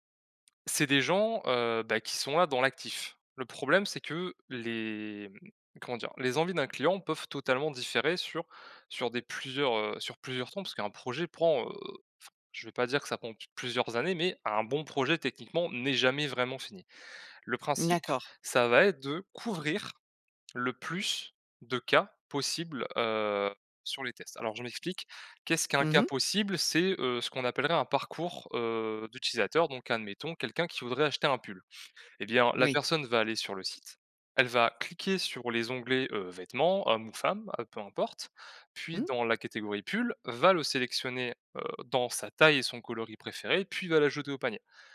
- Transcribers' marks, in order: stressed: "l'actif"; stressed: "couvrir"
- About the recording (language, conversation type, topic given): French, podcast, Quelle astuce pour éviter le gaspillage quand tu testes quelque chose ?